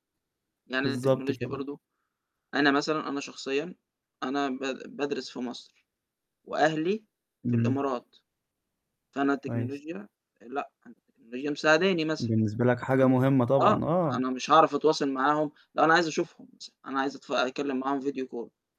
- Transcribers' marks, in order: distorted speech; in English: "فيديو كول"
- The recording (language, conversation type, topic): Arabic, podcast, إزاي التكنولوجيا غيّرت طريقة تواصلنا مع العيلة؟